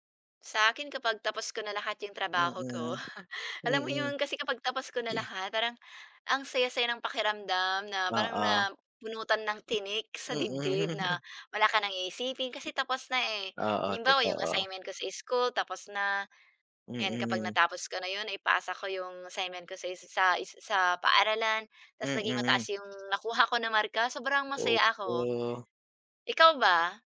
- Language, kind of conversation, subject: Filipino, unstructured, Anu-ano ang mga simpleng gawain na nagpapasaya sa iyo araw-araw?
- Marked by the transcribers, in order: chuckle; throat clearing; laughing while speaking: "Mm"